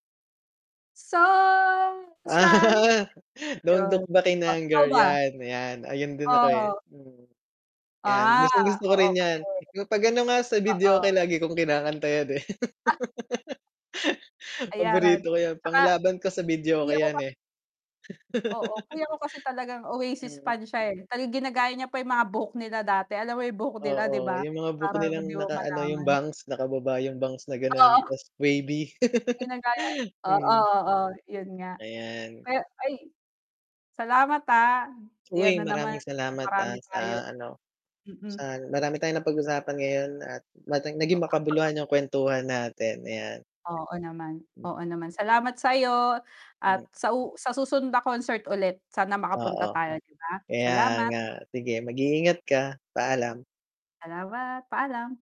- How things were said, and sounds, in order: singing: "So, Sally can"; laughing while speaking: "Ah"; distorted speech; drawn out: "Ah"; snort; laugh; laugh; other background noise; static; laugh; laugh
- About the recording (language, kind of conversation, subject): Filipino, unstructured, May kuwento ka ba tungkol sa konsiyertong hindi mo malilimutan?
- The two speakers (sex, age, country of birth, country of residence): female, 35-39, Philippines, Finland; male, 35-39, Philippines, Philippines